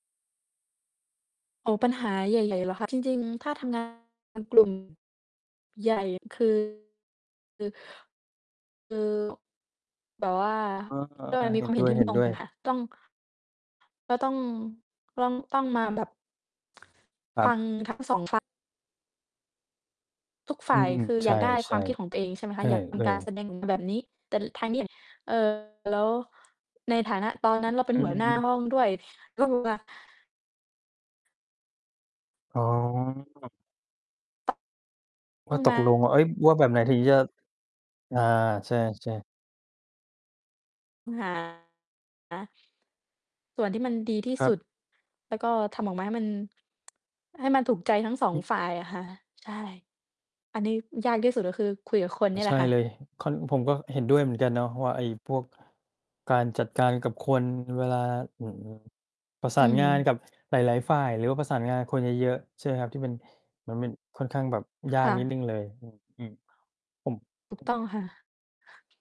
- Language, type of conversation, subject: Thai, unstructured, คุณเคยรู้สึกมีความสุขจากการทำโครงงานในห้องเรียนไหม?
- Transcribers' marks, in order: distorted speech; other background noise; tapping; "ต้อง" said as "ล่ง"